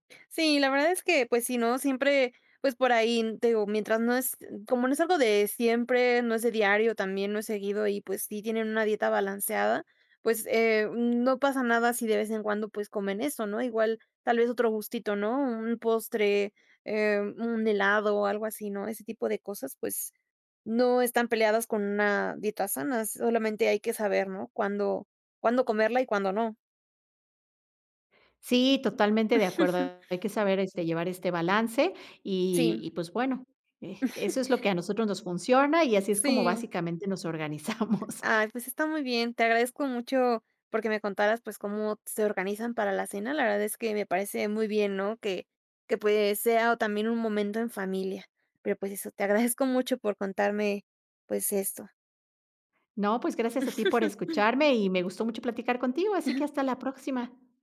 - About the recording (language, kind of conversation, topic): Spanish, podcast, ¿Tienes una rutina para preparar la cena?
- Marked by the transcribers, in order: chuckle; chuckle; giggle; chuckle; giggle